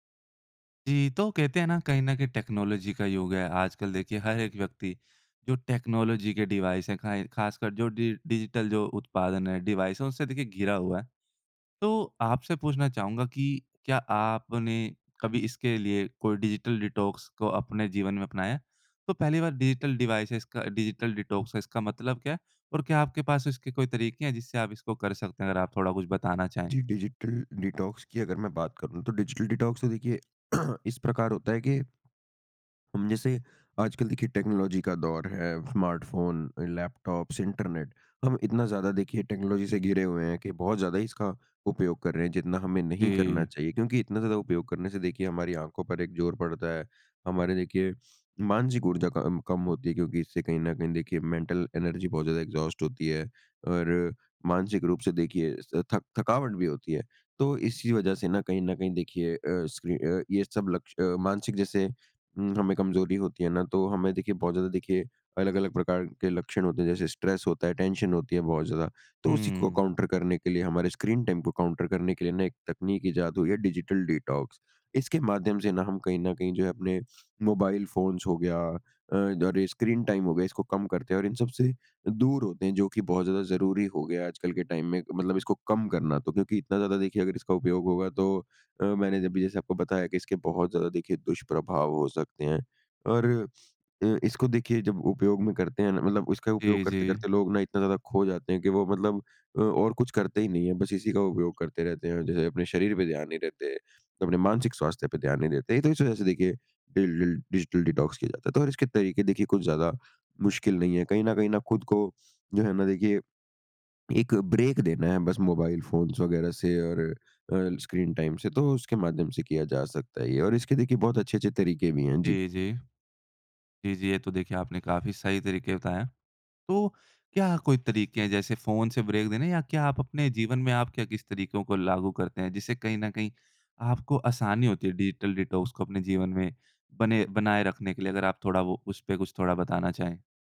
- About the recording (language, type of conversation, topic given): Hindi, podcast, डिजिटल डिटॉक्स करने का आपका तरीका क्या है?
- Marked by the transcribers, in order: in English: "टेक्नोलॉजी"; in English: "टेक्नोलॉज़ी"; in English: "डिवाइस"; in English: "डि डिजिटल"; in English: "डिवाइस"; in English: "डिजिटल डिटॉक्स"; in English: "डिजिटल डिवाइसेज़"; in English: "डिजिटल डिटॉक्स"; in English: "डिजिटल डिटॉक्स"; in English: "डिजिटल डिटॉक्स"; throat clearing; in English: "टेक्नोलॉज़ी"; in English: "स्मार्टफ़ोन"; in English: "टेक्नोलॉज़ी"; in English: "मेंटल एनर्जी"; in English: "एग्ज़ॉस्ट"; in English: "स्ट्रेस"; in English: "टेंशन"; in English: "काउंटर"; in English: "स्क्रीन टाइम"; in English: "काउंटर"; in English: "डिजिटल डिटॉक्स"; in English: "फ़ोन्स"; in English: "स्क्रीन टाइम"; in English: "टाइम"; in English: "डिल डिल डिजिटल डिटॉक्स"; in English: "ब्रेक"; in English: "फ़ोन्स"; in English: "स्क्रीन टाइम"; in English: "ब्रेक"; in English: "डिजिटल डिटॉक्स"